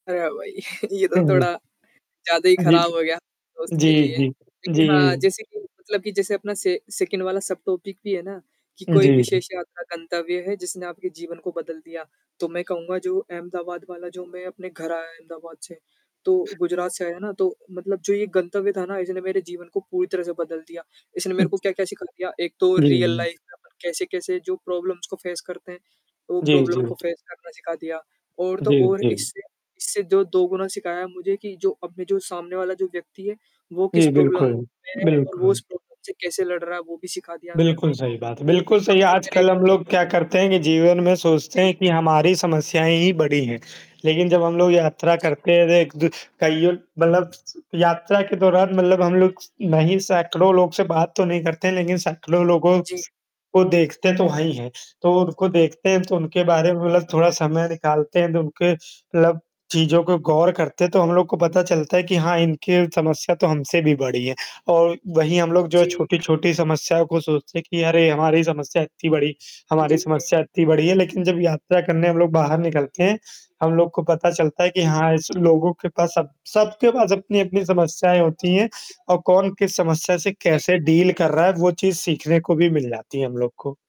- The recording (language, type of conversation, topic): Hindi, unstructured, आपके लिए सबसे प्रेरणादायक यात्रा-गंतव्य कौन सा है?
- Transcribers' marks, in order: static; chuckle; distorted speech; in English: "सेकंड"; in English: "सबटॉपिक"; tapping; in English: "रियल लाइफ़"; singing: "हुँ"; in English: "प्रॉब्लम्स"; in English: "फेस"; in English: "प्रॉब्लम"; other background noise; in English: "फेस"; in English: "प्रॉब्लम"; in English: "प्रॉब्लम"; other noise; in English: "डील"